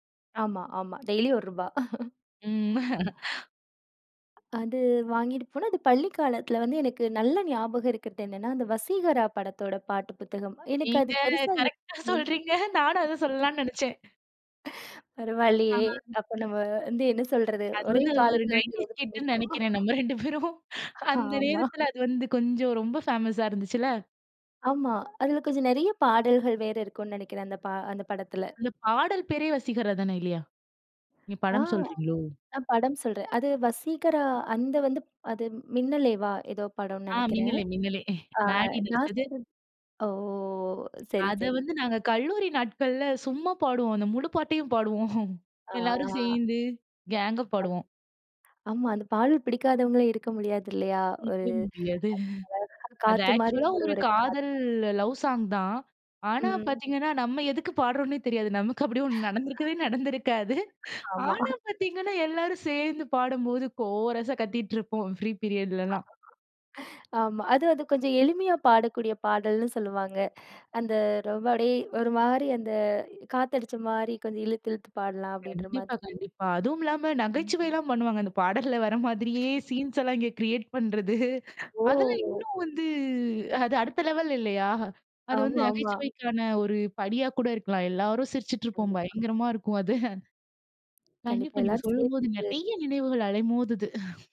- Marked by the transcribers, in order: other background noise; laughing while speaking: "ம்"; chuckle; other noise; tapping; laughing while speaking: "சொல்றீங்க. நானும் அத சொல்லலாம்னு நினைச்சேன்"; unintelligible speech; laughing while speaking: "பரவாயில்லையே. அப்ப, நம்ம வந்து என்ன சொல்றது? ஒரே காலத்தில வந்து, இத வந்து பண்ணிருக்கோம்"; laughing while speaking: "நம்ம ரெண்டு பேரும்"; laughing while speaking: "ஆமா"; chuckle; in English: "லவ் சாங்"; laughing while speaking: "ஆமா"; in English: "கோரஸா"; in English: "ஃப்ரீ பீரியட்லலாம்"; chuckle; chuckle
- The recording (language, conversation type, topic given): Tamil, podcast, பாடல்கள் உங்கள் பள்ளி அல்லது கல்லூரி நாட்களின் நினைவுகளுடன் எப்படி இணைகின்றன?